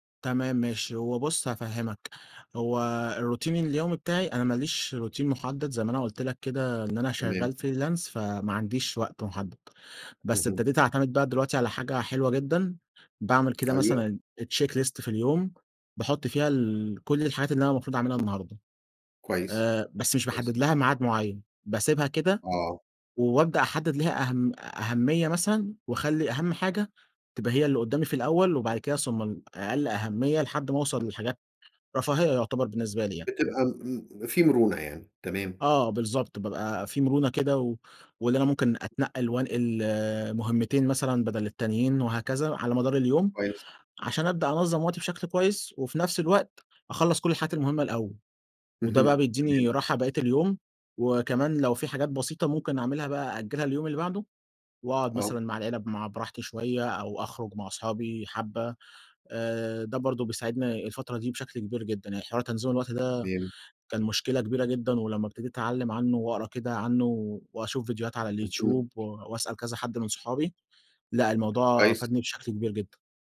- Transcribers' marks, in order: in English: "الروتين"; in English: "روتين"; in English: "فريلانس"; tapping; in English: "check list"; other background noise; other noise
- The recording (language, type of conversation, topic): Arabic, podcast, إزاي بتوازن بين الشغل والوقت مع العيلة؟